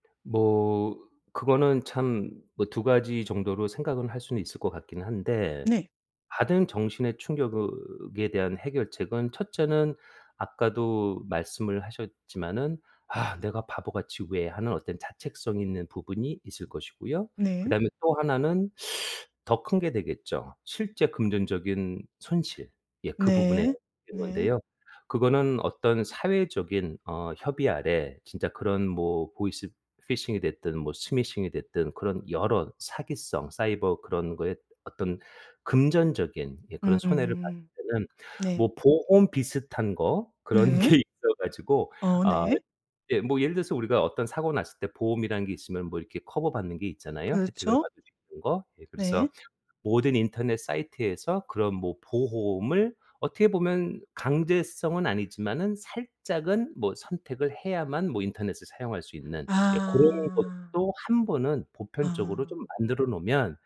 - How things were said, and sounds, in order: tapping; other background noise; laughing while speaking: "그런 게 있어 가지고"
- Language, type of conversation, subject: Korean, podcast, 사이버 사기를 예방하려면 어떻게 해야 하나요?